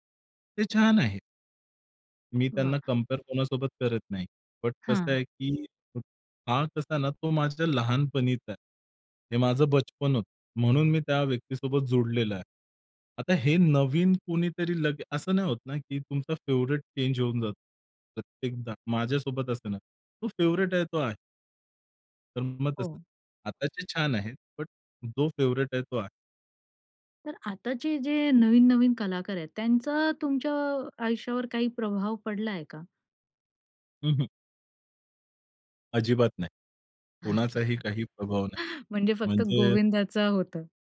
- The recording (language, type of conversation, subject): Marathi, podcast, आवडत्या कलाकारांचा तुमच्यावर कोणता प्रभाव पडला आहे?
- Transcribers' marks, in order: other background noise; tapping; in Hindi: "बचपन"; in English: "फेव्हरेट चेंज"; in English: "फेव्हरेट"; in English: "फेवरेट"; laughing while speaking: "म्हणजे फक्त"